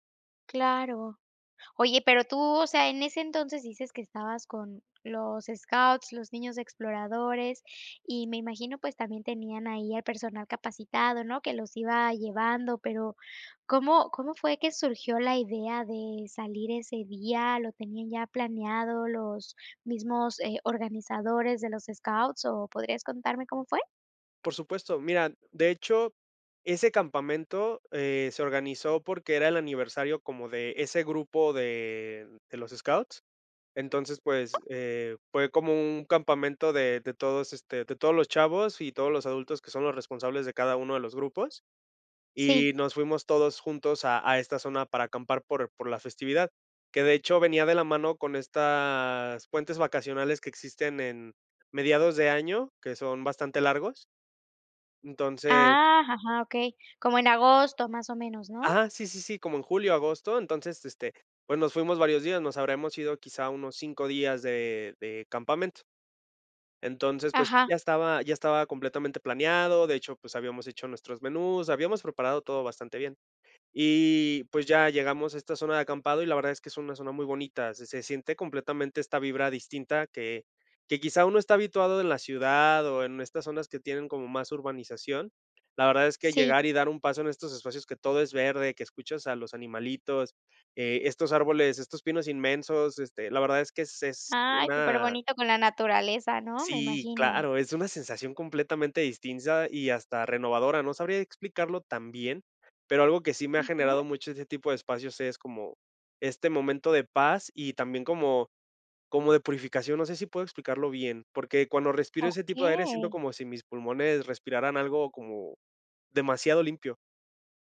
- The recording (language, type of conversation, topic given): Spanish, podcast, ¿Cuál es una aventura al aire libre que nunca olvidaste?
- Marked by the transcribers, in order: other background noise; "distinta" said as "distinza"